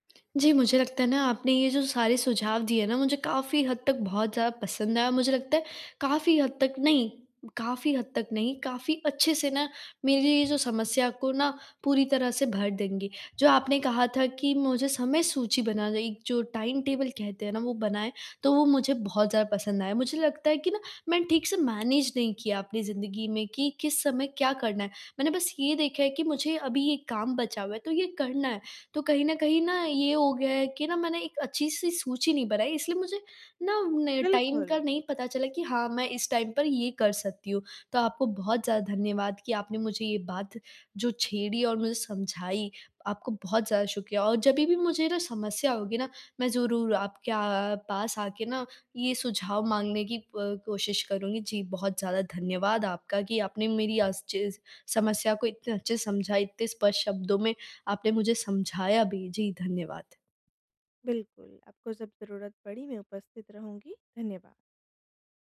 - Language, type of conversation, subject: Hindi, advice, समय और जिम्मेदारी के बीच संतुलन
- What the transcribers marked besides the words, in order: in English: "टाइम टेबल"; in English: "मैनेज"; in English: "टाइम"; in English: "टाइम"